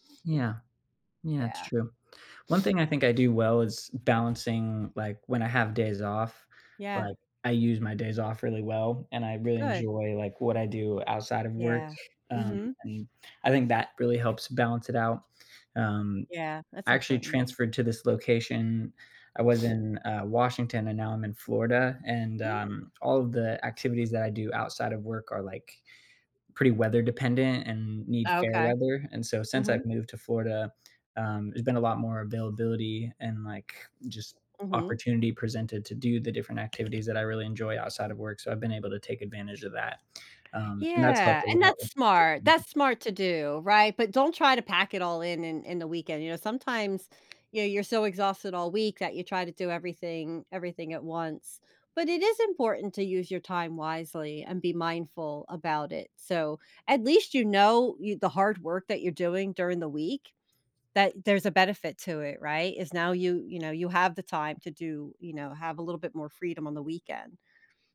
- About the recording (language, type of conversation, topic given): English, advice, How can I balance my work and personal life?
- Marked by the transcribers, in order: other background noise; tapping; unintelligible speech